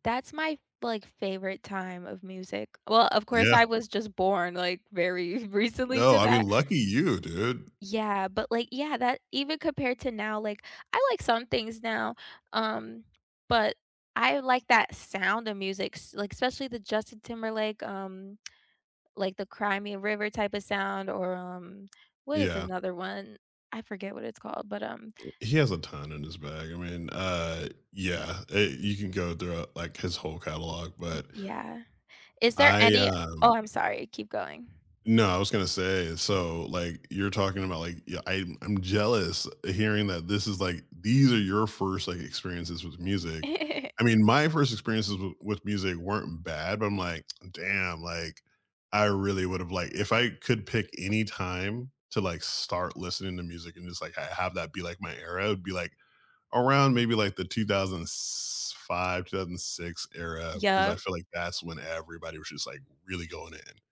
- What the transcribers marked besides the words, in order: other background noise; laughing while speaking: "recently"; tapping; giggle; tsk
- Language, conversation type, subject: English, unstructured, What live performance moments—whether you were there in person or watching live on screen—gave you chills, and what made them unforgettable?
- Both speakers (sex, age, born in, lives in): female, 25-29, United States, United States; male, 40-44, United States, United States